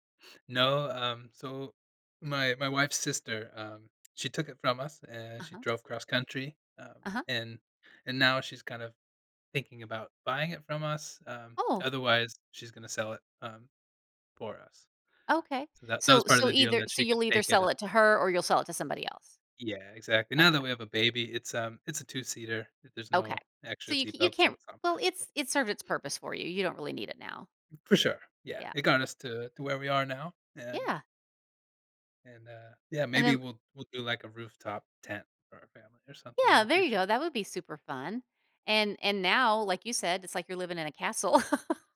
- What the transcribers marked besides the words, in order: tapping; laugh
- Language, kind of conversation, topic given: English, advice, How can I celebrate a personal milestone?
- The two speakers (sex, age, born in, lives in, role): female, 55-59, United States, United States, advisor; male, 35-39, United States, United States, user